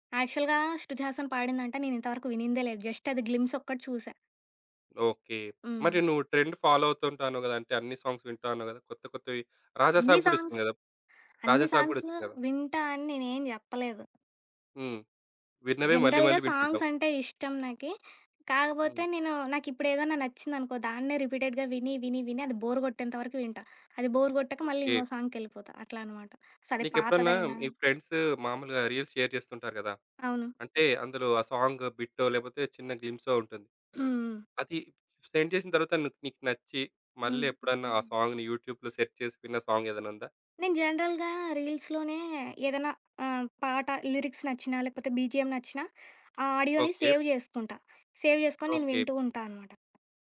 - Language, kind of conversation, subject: Telugu, podcast, ఏ పాటలు మీ మనస్థితిని వెంటనే మార్చేస్తాయి?
- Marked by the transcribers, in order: in English: "యాక్చువల్‌గా"; in English: "జస్ట్"; in English: "గ్లిమ్స్"; in English: "ట్రెండ్ ఫాలో"; in English: "సాంగ్స్"; in English: "సాంగ్స్"; in English: "సాంగ్స్"; other background noise; in English: "జనరల్‌గా సాంగ్స్"; in English: "రిపీటెడ్‌గా"; in English: "బోర్"; in English: "బోర్"; in English: "సాంగ్‌కెళ్ళిపోతా"; in English: "ఫ్రెండ్స్"; in English: "రీల్స్ షేర్"; in English: "సాంగ్"; in English: "గ్లిమ్‌సో"; in English: "సెండ్"; in English: "సాంగ్‌ని యూట్యూబ్‌లో సెర్చ్"; in English: "సాంగ్"; in English: "జనరల్‌గా రీల్స్‌లోనే"; in English: "లిరిక్స్"; in English: "బీజీఎం"; in English: "ఆడియోని సేవ్"; in English: "సేవ్"